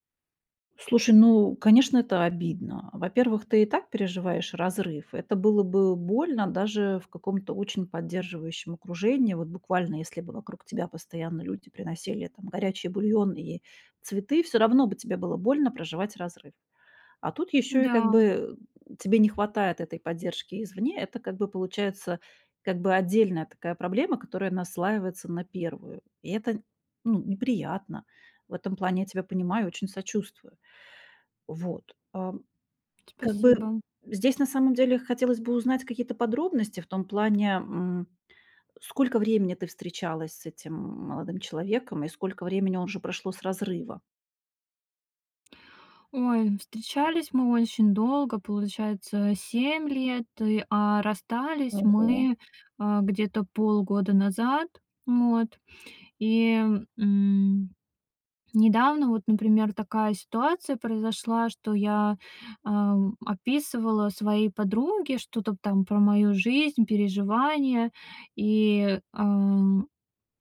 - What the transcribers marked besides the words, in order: tapping
- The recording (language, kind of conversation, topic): Russian, advice, Как справиться с болью из‑за общих друзей, которые поддерживают моего бывшего?